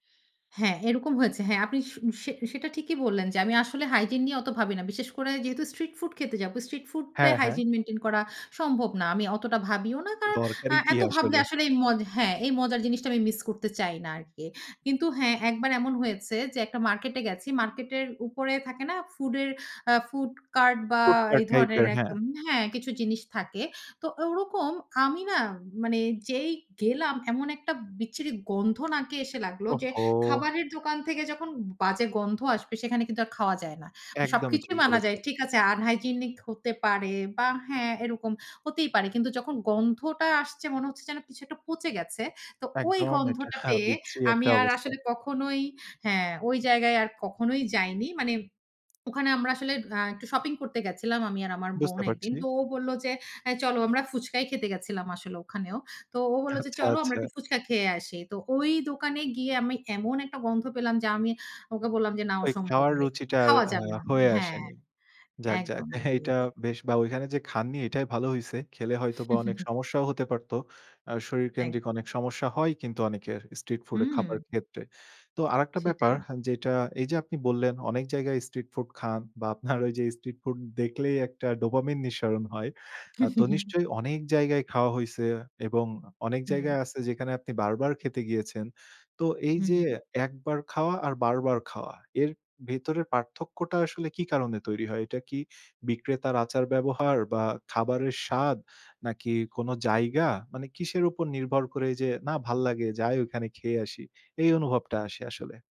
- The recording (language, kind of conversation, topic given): Bengali, podcast, রাস্তাঘাটের খাবার খেলে আপনি কী ধরনের আনন্দ পান?
- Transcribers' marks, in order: in English: "hygine"; in English: "street food"; in English: "Street food"; in English: "hygine maintain"; in English: "Food cart"; in English: "food cart"; in English: "unhygenic"; lip smack; scoff; chuckle; in English: "street food"; in English: "street food"; laughing while speaking: "আপনার"; in English: "street food"; in English: "dopamine"; chuckle